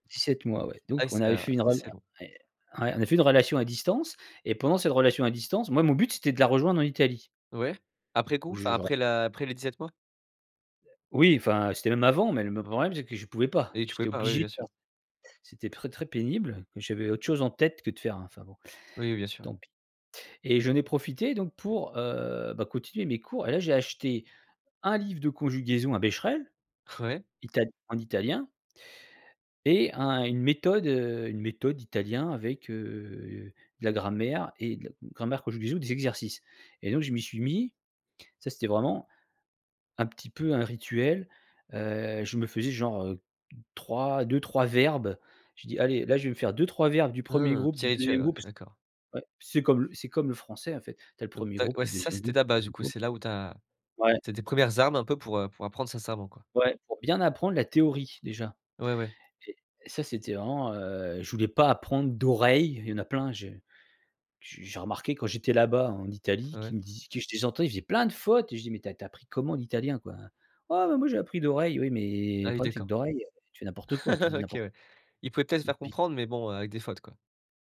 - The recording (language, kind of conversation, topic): French, podcast, Comment as-tu abordé l’apprentissage d’une langue ?
- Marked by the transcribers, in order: unintelligible speech; stressed: "tête"; laughing while speaking: "Ouais"; other background noise; stressed: "d'oreille"; stressed: "plein"; put-on voice: "Ouais, bah moi, j'ai appris d'oreille"; chuckle